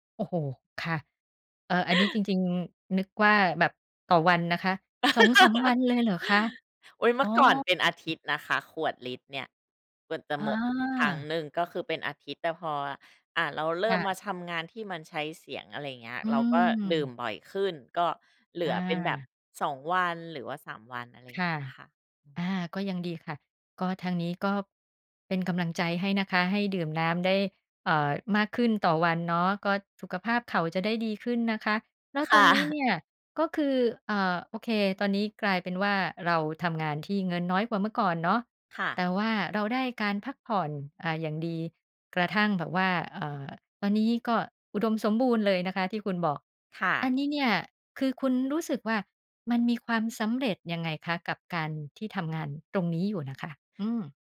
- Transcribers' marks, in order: laugh; laugh; other noise; tapping
- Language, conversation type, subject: Thai, podcast, งานที่ทำแล้วไม่เครียดแต่ได้เงินน้อยนับเป็นความสำเร็จไหม?